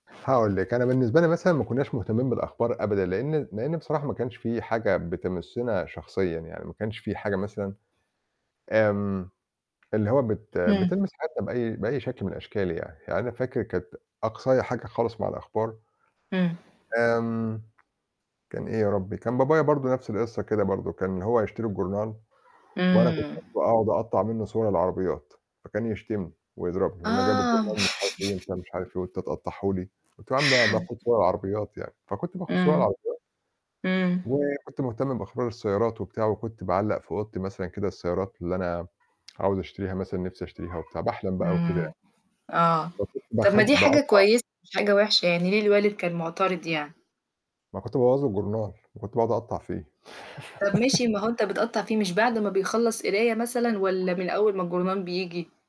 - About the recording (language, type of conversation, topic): Arabic, unstructured, إزاي اتغيّرت طريقة متابعتنا للأخبار في السنين اللي فاتت؟
- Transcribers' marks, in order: static; chuckle; laugh